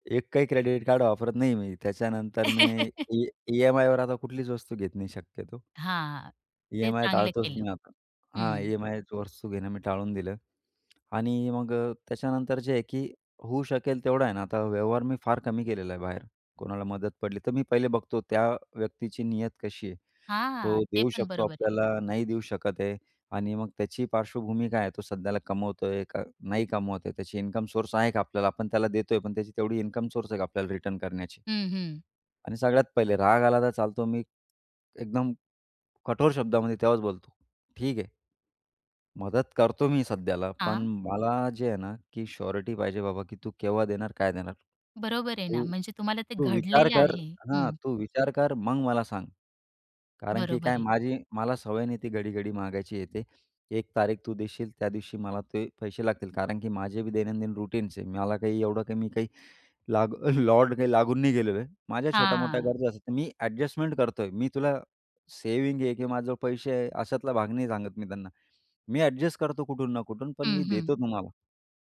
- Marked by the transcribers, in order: chuckle; other background noise; tapping; in English: "शोरीटी"; in English: "रुटीनचे"; chuckle
- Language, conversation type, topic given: Marathi, podcast, संकटातून तुम्ही शिकलेले सर्वात मोठे धडे कोणते?